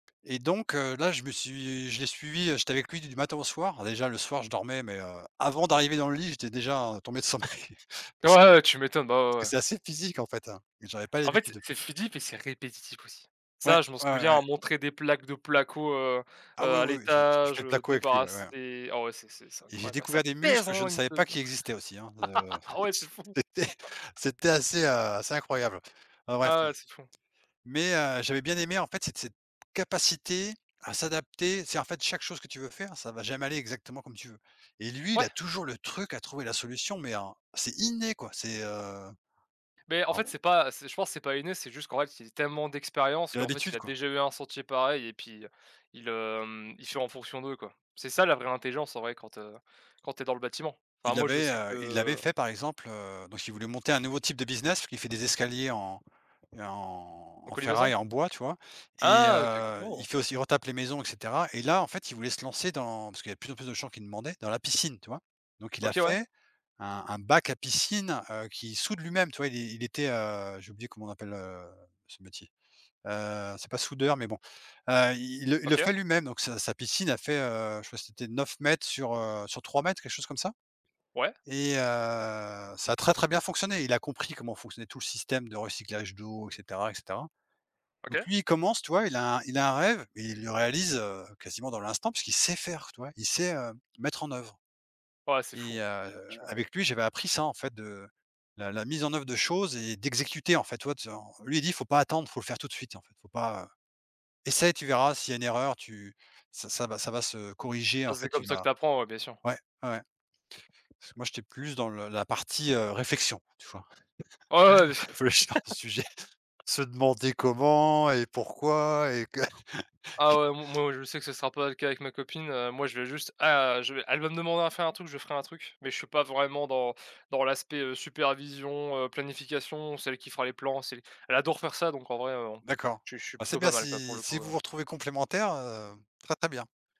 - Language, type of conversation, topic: French, unstructured, Quels rêves aimerais-tu réaliser dans les dix prochaines années ?
- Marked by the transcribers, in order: tapping; laughing while speaking: "sommeil, parce que"; stressed: "pèse"; unintelligible speech; laugh; laughing while speaking: "Ah ouais, c'est fou"; chuckle; laughing while speaking: "C'était c'était"; chuckle; stressed: "piscine"; stressed: "sait"; chuckle; laughing while speaking: "Réfléchir à un sujet"; laughing while speaking: "et que"; chuckle